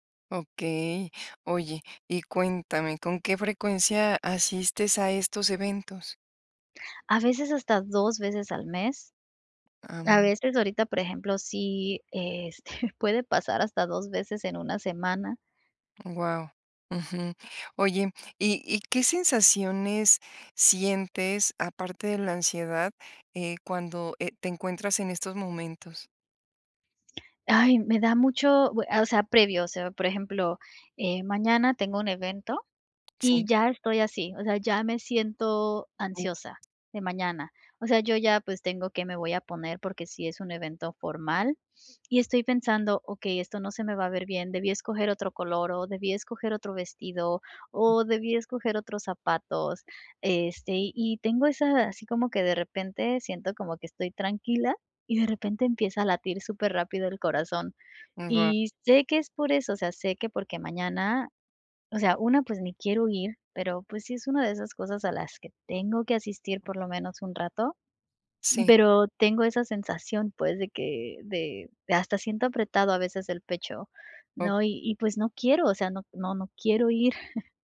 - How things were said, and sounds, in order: other background noise; chuckle
- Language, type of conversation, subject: Spanish, advice, ¿Cómo vives la ansiedad social cuando asistes a reuniones o eventos?